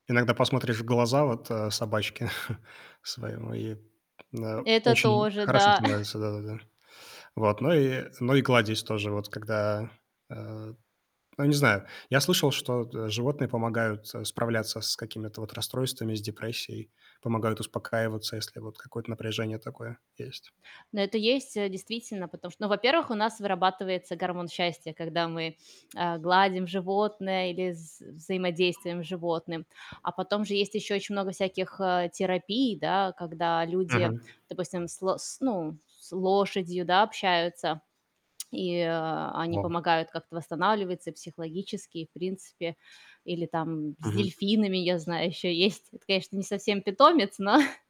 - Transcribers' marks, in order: tapping; chuckle; other noise; chuckle; static; other background noise; tsk; laughing while speaking: "но"
- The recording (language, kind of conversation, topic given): Russian, unstructured, Как питомцы влияют на наше настроение?